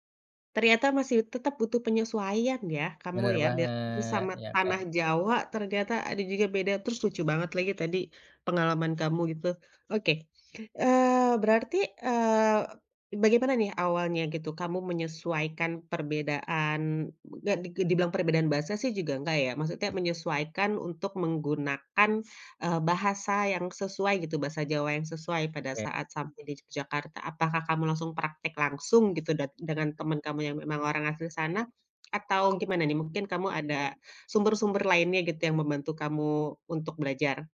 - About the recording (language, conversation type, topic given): Indonesian, podcast, Bagaimana cara kamu menjaga bahasa ibu di lingkungan baru?
- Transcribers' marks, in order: none